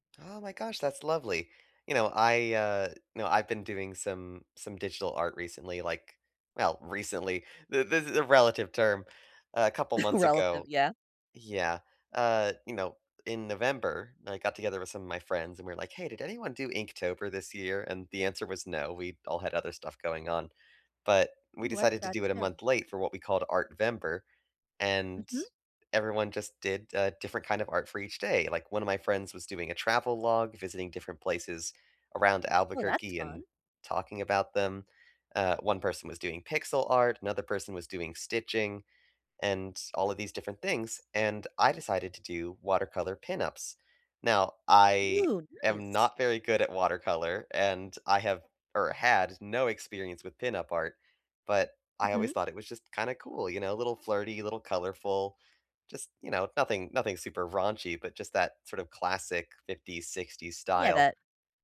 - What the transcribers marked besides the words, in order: chuckle
- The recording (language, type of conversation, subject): English, unstructured, What is something unique about you that you are proud of?